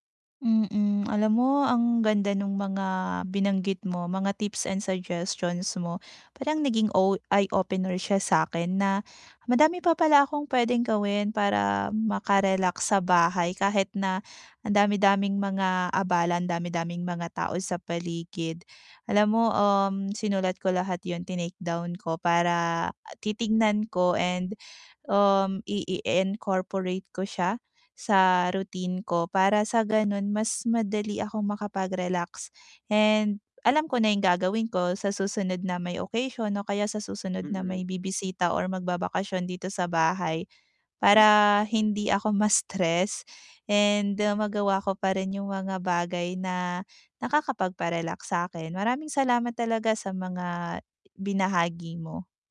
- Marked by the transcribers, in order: static; tapping
- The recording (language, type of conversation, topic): Filipino, advice, Paano ako makakarelaks sa bahay kahit maraming gawain at abala?